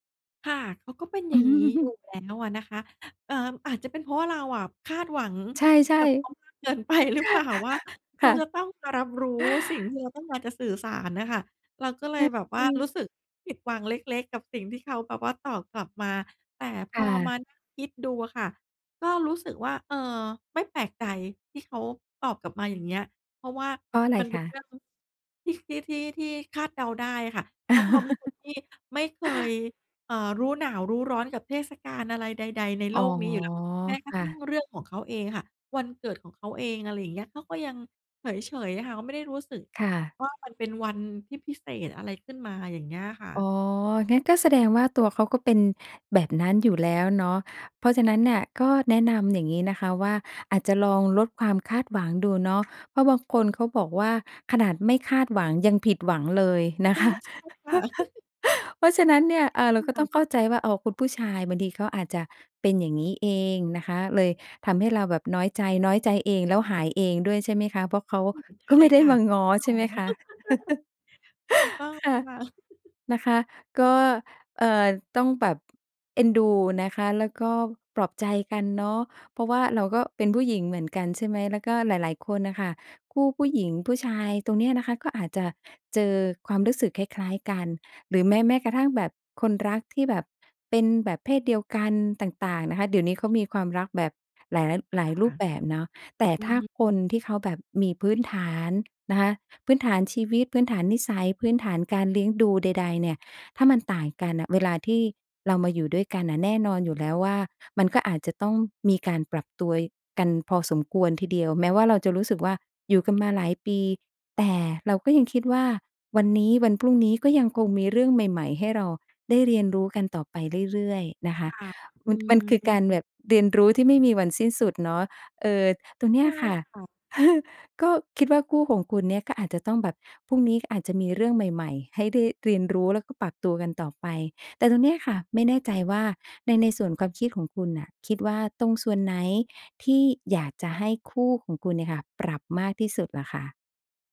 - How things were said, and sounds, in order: chuckle; laughing while speaking: "ไปหรือเปล่า ?"; chuckle; chuckle; other background noise; chuckle; giggle; laughing while speaking: "ก็ไม่ได้"; laugh; chuckle; giggle; tapping; chuckle
- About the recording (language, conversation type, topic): Thai, advice, ฉันควรรักษาสมดุลระหว่างความเป็นตัวเองกับคนรักอย่างไรเพื่อให้ความสัมพันธ์มั่นคง?
- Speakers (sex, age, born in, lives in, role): female, 40-44, Thailand, Thailand, user; female, 50-54, Thailand, Thailand, advisor